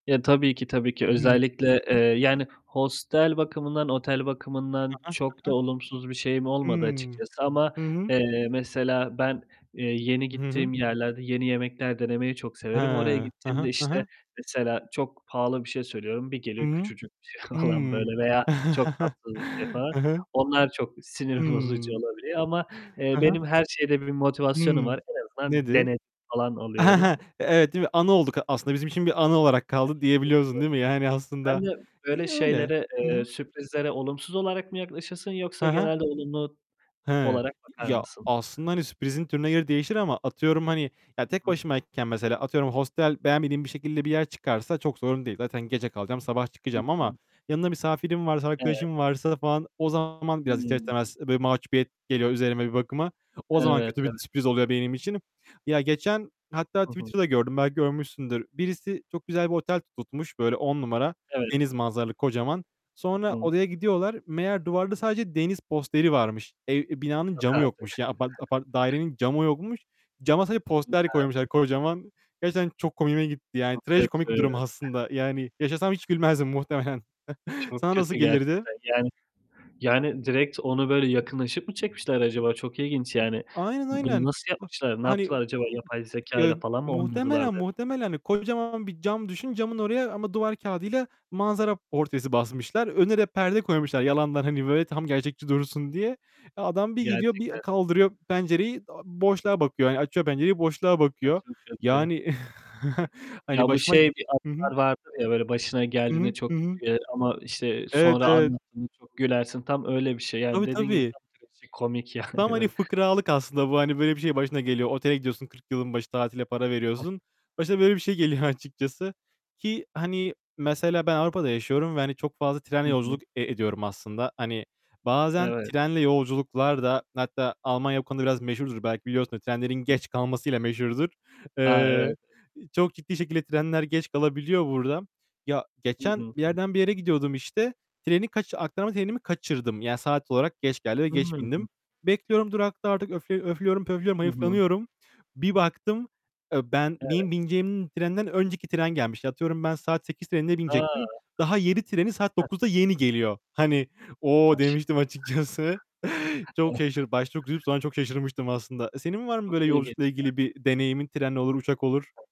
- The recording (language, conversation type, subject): Turkish, unstructured, Yolculuklarda sizi en çok ne şaşırtır?
- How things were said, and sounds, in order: chuckle; chuckle; static; distorted speech; chuckle; other background noise; giggle; unintelligible speech; chuckle; tapping; laughing while speaking: "açıkçası"; chuckle